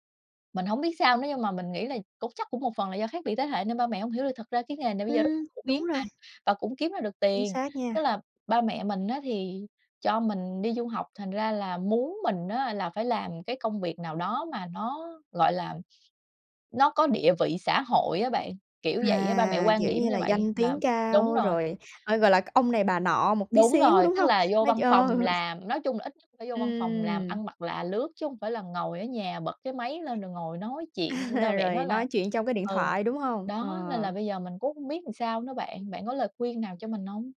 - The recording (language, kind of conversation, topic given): Vietnamese, advice, Làm sao để theo đuổi đam mê mà không khiến bố mẹ thất vọng?
- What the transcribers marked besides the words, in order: tapping; chuckle; other background noise; laughing while speaking: "Ờ"